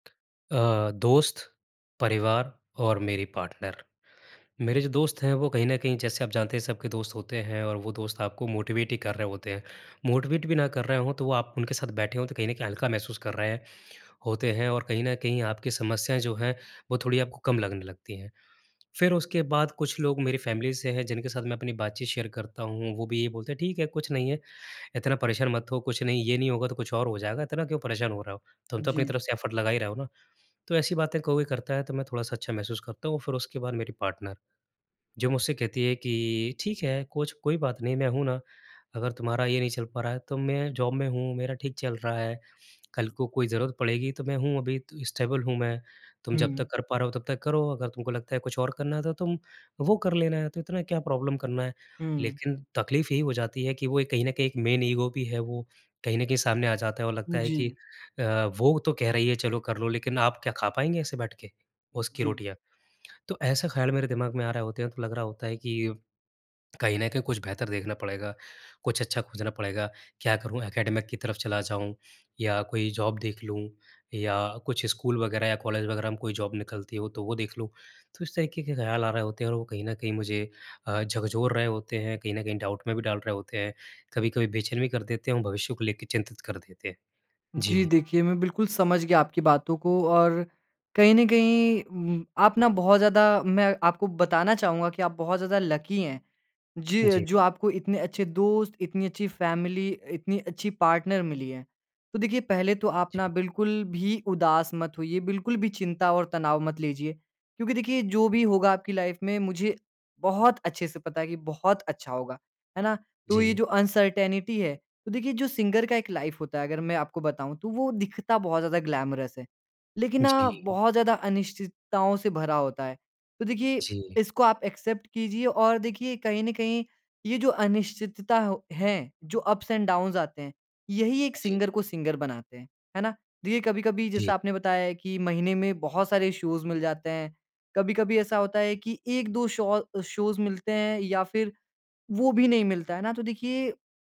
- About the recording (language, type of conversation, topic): Hindi, advice, अनिश्चित भविष्य के प्रति चिंता और बेचैनी
- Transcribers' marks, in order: in English: "पार्टनर"; in English: "मोटिवेट"; in English: "मोटिवेट"; in English: "फ़ैमिली"; in English: "शेयर"; in English: "एफर्ट"; in English: "पार्टनर"; in English: "जॉब"; in English: "स्टेबल"; in English: "प्रॉब्लम"; in English: "मैन ईगो"; in English: "एकेडमिक"; in English: "जॉब"; in English: "जॉब"; in English: "डाउट"; other background noise; in English: "लकी"; in English: "फ़ैमिली"; in English: "पार्टनर"; in English: "लाइफ"; in English: "अनसर्टेंटी"; in English: "सिंगर"; in English: "लाइफ"; in English: "ग्लैमरस"; in English: "एक्सेप्ट"; in English: "अप्स एंड डाउन्स"; in English: "सिंगर"; in English: "सिंगर"; in English: "शोज़"; in English: "शोज़"